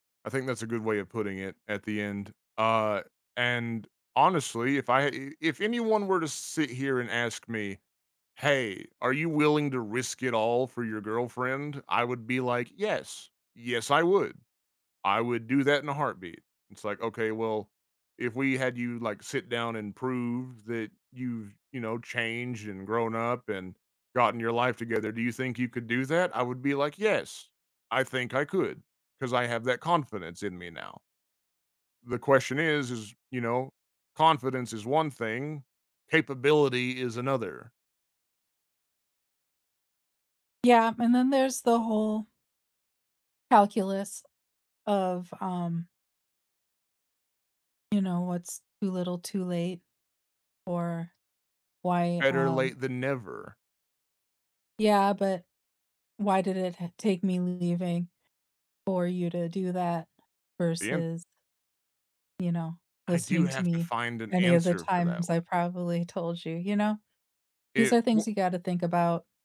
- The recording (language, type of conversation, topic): English, unstructured, How do you negotiate when both sides want different things?
- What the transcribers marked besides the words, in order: other background noise